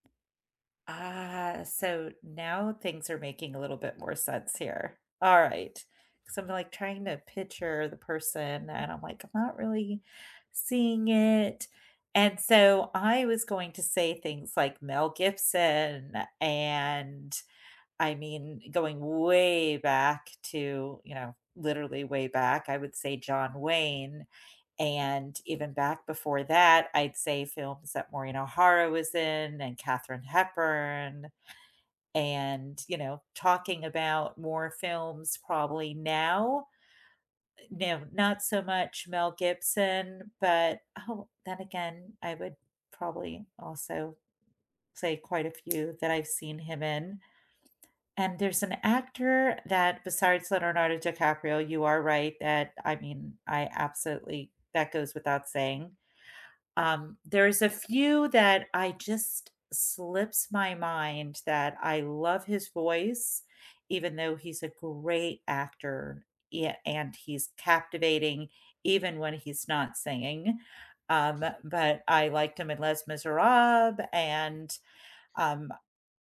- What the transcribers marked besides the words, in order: drawn out: "Ah"; stressed: "way"; tapping; other background noise
- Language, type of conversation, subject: English, unstructured, Which actors do you feel always elevate a film, even mediocre ones?
- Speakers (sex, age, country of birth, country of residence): female, 50-54, United States, United States; male, 60-64, United States, United States